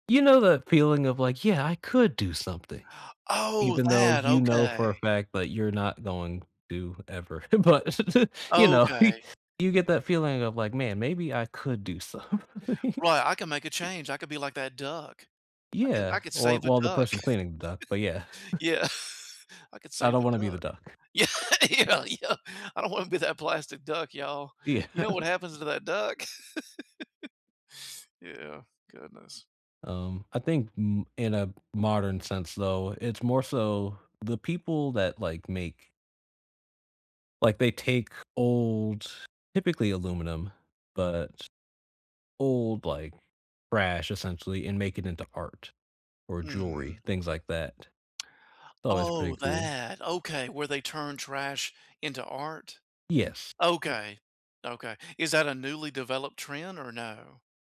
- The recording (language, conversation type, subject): English, unstructured, What role should people play in caring for the environment?
- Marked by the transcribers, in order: put-on voice: "Yeah, I could do something"; gasp; laughing while speaking: "But, you know, he"; laughing while speaking: "something"; chuckle; laugh; laughing while speaking: "Yeah, yeah, yeah"; other background noise; laughing while speaking: "Yeah"; laugh; other noise